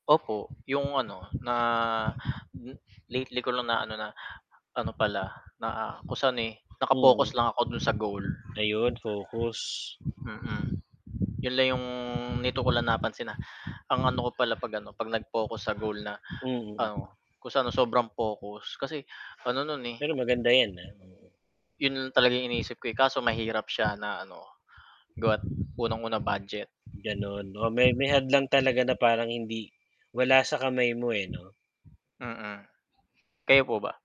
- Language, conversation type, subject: Filipino, unstructured, Ano ang pinakamahalagang bagay na natutuhan mo tungkol sa sarili mo?
- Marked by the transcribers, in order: mechanical hum; static; dog barking